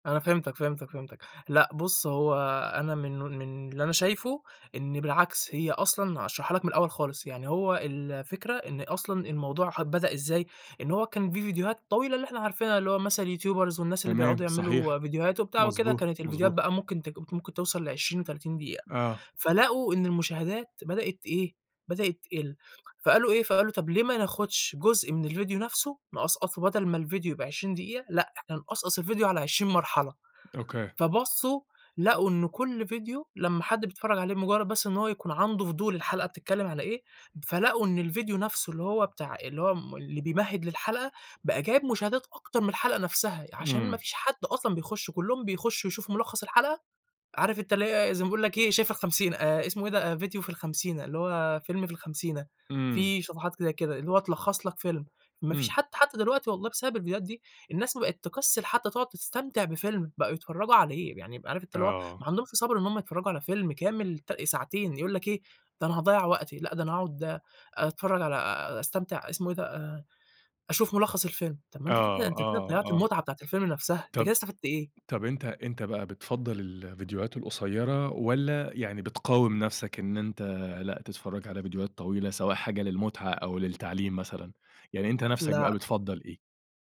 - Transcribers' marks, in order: in English: "الYouTubers"
- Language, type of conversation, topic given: Arabic, podcast, ظاهرة الفيديوهات القصيرة
- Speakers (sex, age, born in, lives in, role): male, 20-24, Egypt, Egypt, guest; male, 30-34, Egypt, Egypt, host